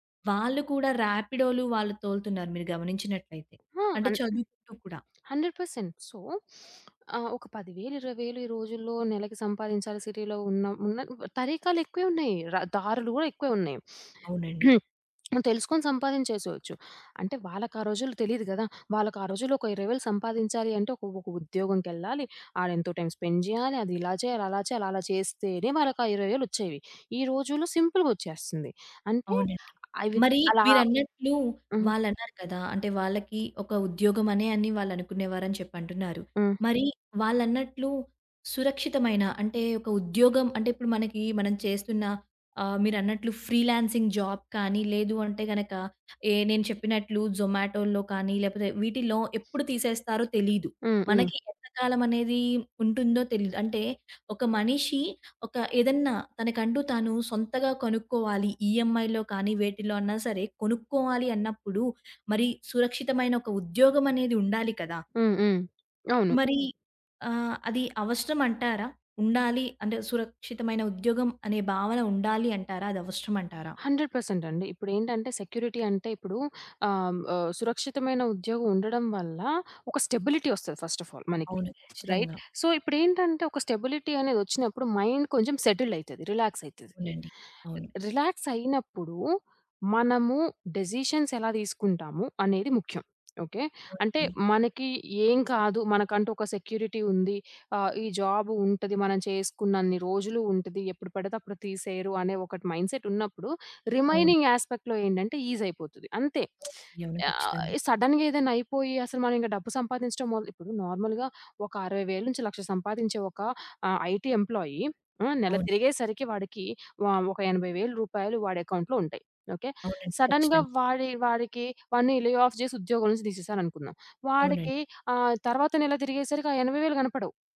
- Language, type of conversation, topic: Telugu, podcast, పిల్లల కెరీర్ ఎంపికపై తల్లిదండ్రుల ఒత్తిడి కాలక్రమంలో ఎలా మారింది?
- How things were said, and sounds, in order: other background noise; in English: "హండ్రెడ్ పర్సెంట్ సో"; sniff; in English: "సిటీ‌లో"; sniff; throat clearing; tapping; in English: "టైమ్ స్పెండ్"; in English: "ఫ్రీలాన్సింగ్ జాబ్"; in English: "ఈఎంఐ‌లో"; in English: "సెక్యూరిటీ"; in English: "స్టెబిలిటీ"; in English: "ఫస్ట్ ఆఫ్ ఆల్"; in English: "రైట్? సో"; in English: "స్టెబిలిటీ"; in English: "మైండ్"; in English: "డెసిషన్స్"; in English: "సెక్యూరిటీ"; in English: "రిమైనింగ్ యాస్పెక్ట్‌లో"; lip smack; in English: "సడెన్‌గేదన్నయిపోయి"; in English: "నార్మల్‌గా"; in English: "ఐటీ ఎంప్లాయీ"; in English: "సడన్‌గా"; in English: "లే ఆఫ్"